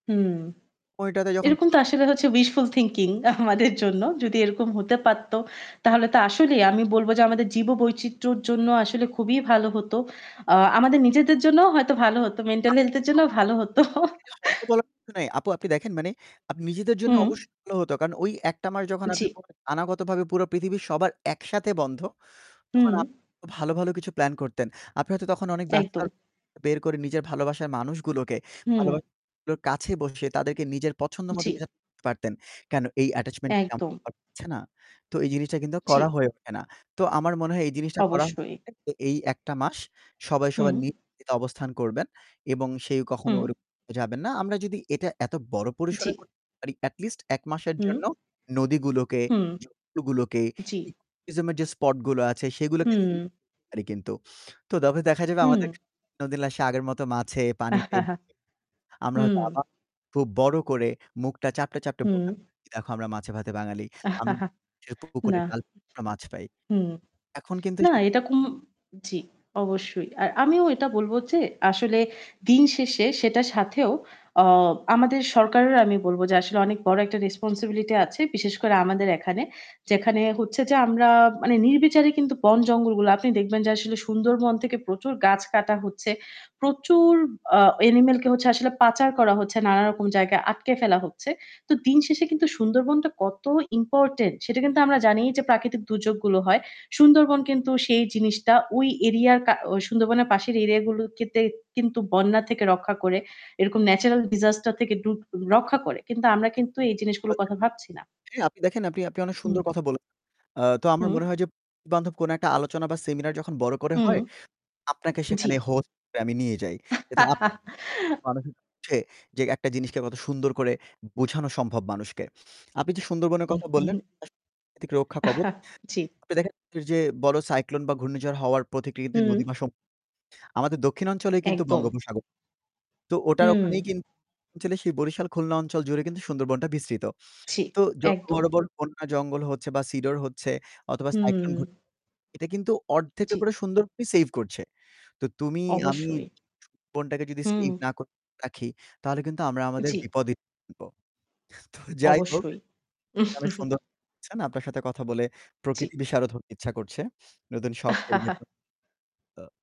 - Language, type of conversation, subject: Bengali, unstructured, জীববৈচিত্র্য আমাদের জন্য কেন গুরুত্বপূর্ণ?
- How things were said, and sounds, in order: static; distorted speech; in English: "wishful thinking"; laughing while speaking: "আমাদের জন্য"; unintelligible speech; unintelligible speech; laughing while speaking: "মেন্টাল হেলথ এর জন্যও ভালো হত"; chuckle; in English: "attachment"; unintelligible speech; unintelligible speech; in English: "eco tourism"; "তবে" said as "দবে"; chuckle; unintelligible speech; chuckle; tapping; "তে" said as "কেতে"; in English: "natural disaster"; unintelligible speech; unintelligible speech; unintelligible speech; laugh; chuckle; laughing while speaking: "তো যাই হোক"; chuckle; chuckle